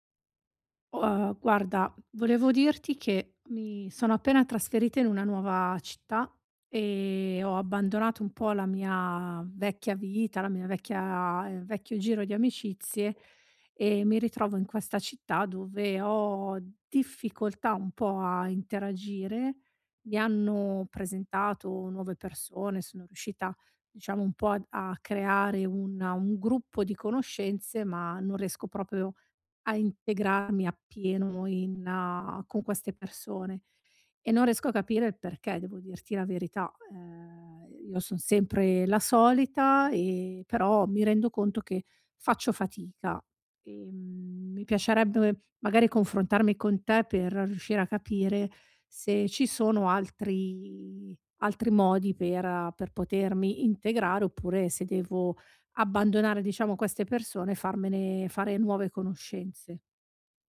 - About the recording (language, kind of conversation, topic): Italian, advice, Come posso integrarmi in un nuovo gruppo di amici senza sentirmi fuori posto?
- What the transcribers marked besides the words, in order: other background noise; "proprio" said as "propeo"